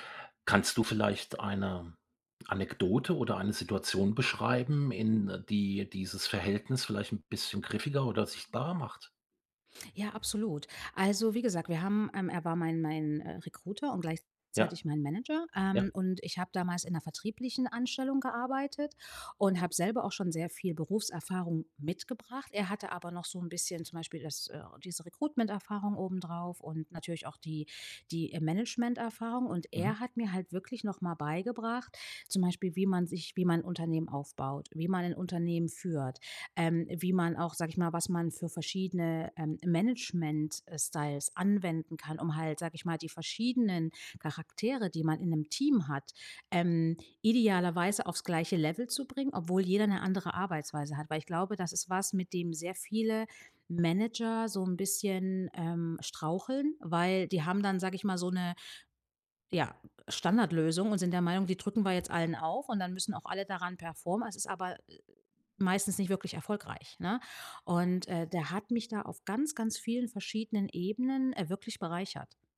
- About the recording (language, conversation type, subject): German, podcast, Was macht für dich ein starkes Mentorenverhältnis aus?
- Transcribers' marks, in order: none